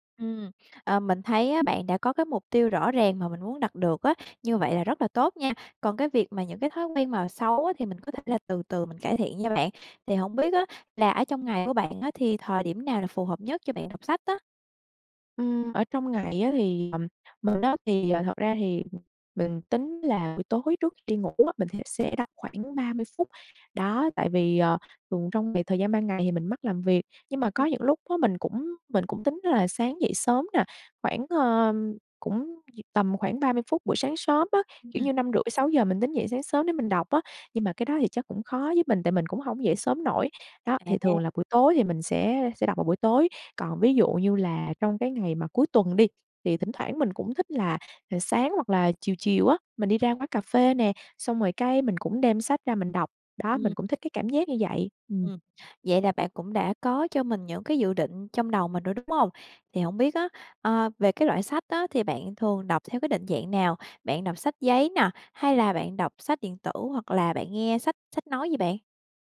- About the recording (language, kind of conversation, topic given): Vietnamese, advice, Làm thế nào để duy trì thói quen đọc sách hằng ngày khi tôi thường xuyên bỏ dở?
- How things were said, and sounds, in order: other background noise